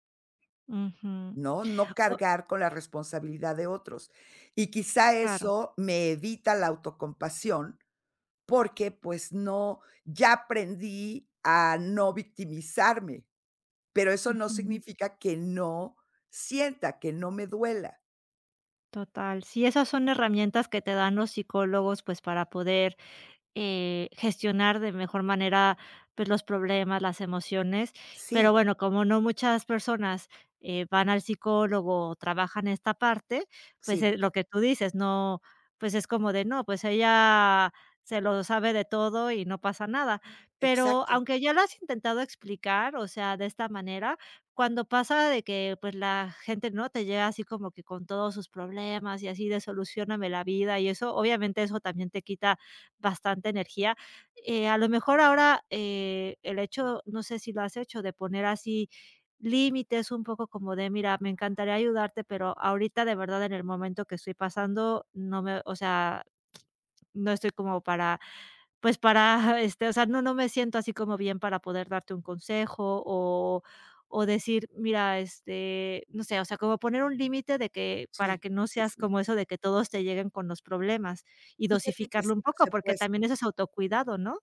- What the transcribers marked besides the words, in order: none
- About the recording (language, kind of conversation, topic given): Spanish, advice, ¿Por qué me cuesta practicar la autocompasión después de un fracaso?